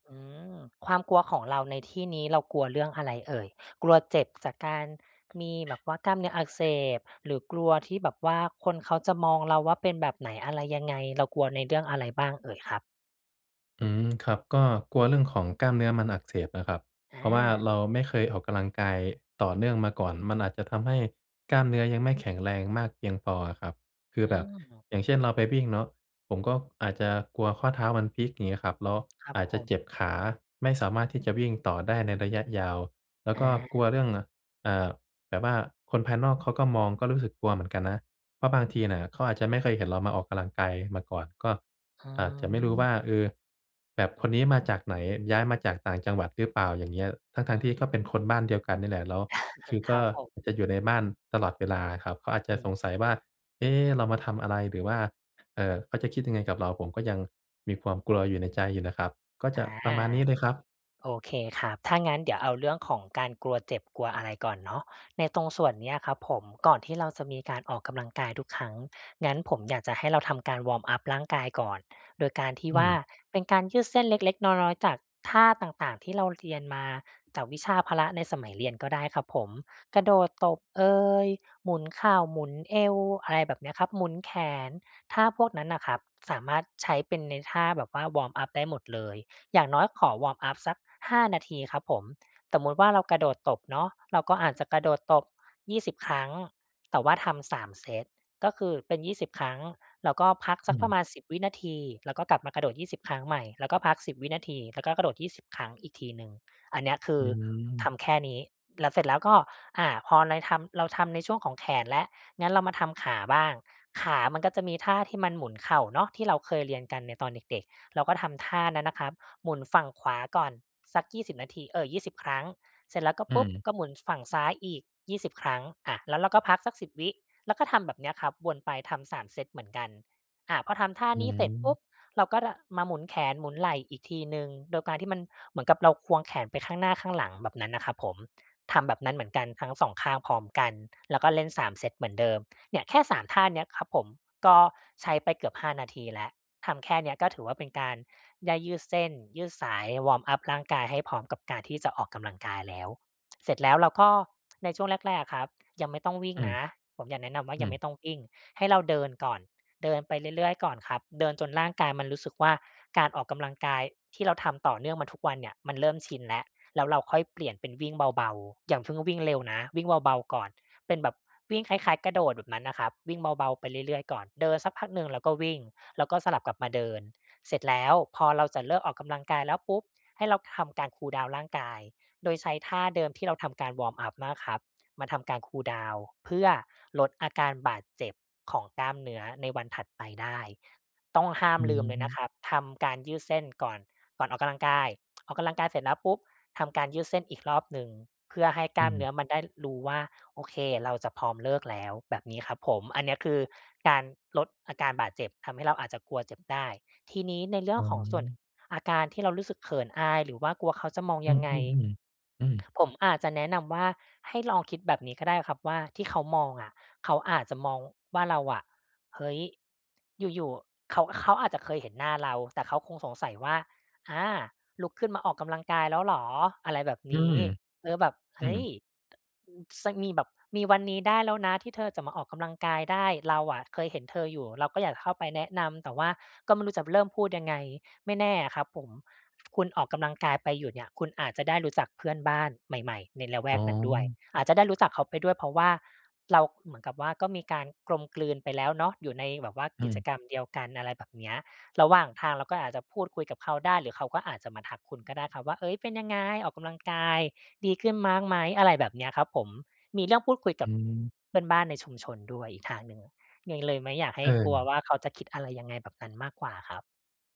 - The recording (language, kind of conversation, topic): Thai, advice, ถ้าฉันกลัวที่จะเริ่มออกกำลังกายและไม่รู้จะเริ่มอย่างไร ควรเริ่มแบบไหนดี?
- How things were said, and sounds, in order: other background noise; tapping; chuckle; tsk